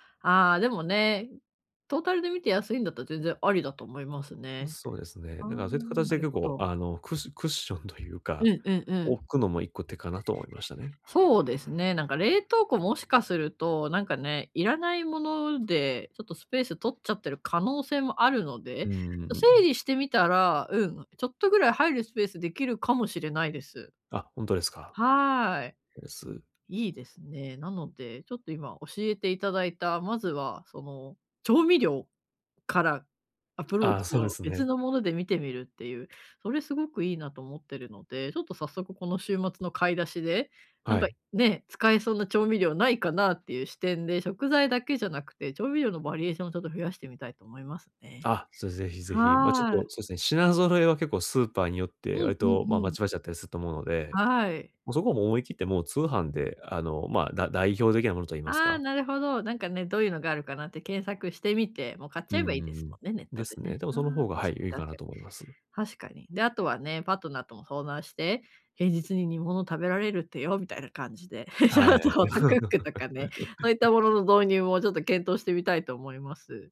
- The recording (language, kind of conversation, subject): Japanese, advice, 毎日の献立を素早く決めるにはどうすればいいですか？
- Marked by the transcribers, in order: other background noise; laughing while speaking: "ちょっとホットクックとかね"; laugh